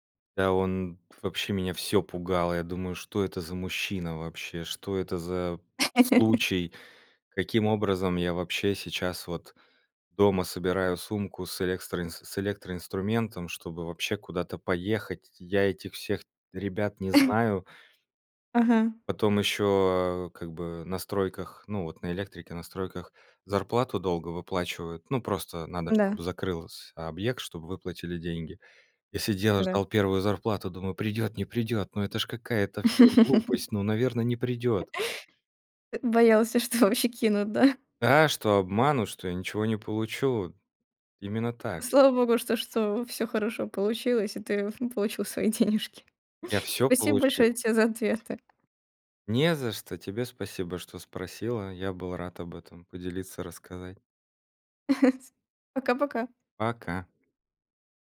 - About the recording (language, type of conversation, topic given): Russian, podcast, Какая случайная встреча перевернула твою жизнь?
- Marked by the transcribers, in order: laugh; tapping; chuckle; laugh; other noise; laughing while speaking: "денежки"; chuckle